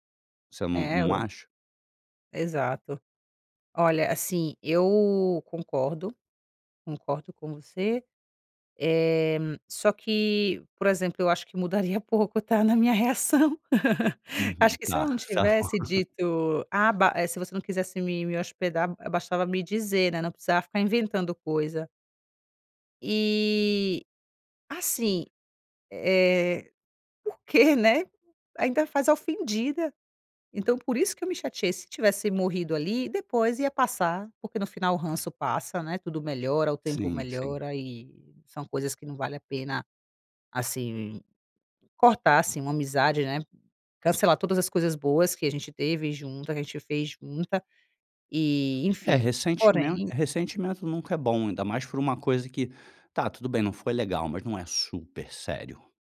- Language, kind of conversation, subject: Portuguese, advice, Como devo confrontar um amigo sobre um comportamento incômodo?
- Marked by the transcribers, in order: laughing while speaking: "reação"; giggle; laughing while speaking: "tá bom"